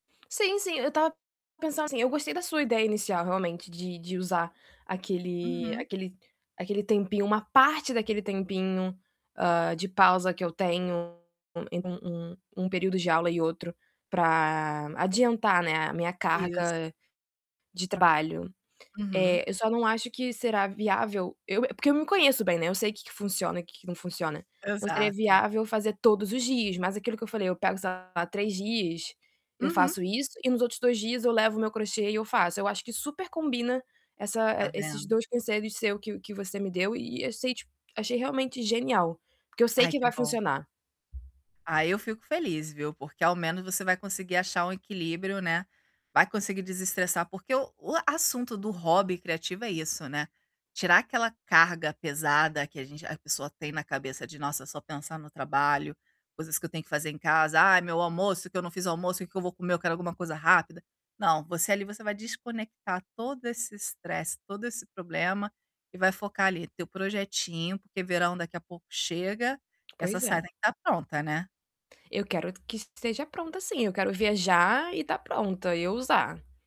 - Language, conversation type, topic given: Portuguese, advice, Como posso equilibrar meu trabalho com o tempo dedicado a hobbies criativos?
- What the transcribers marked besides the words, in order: static; tapping; distorted speech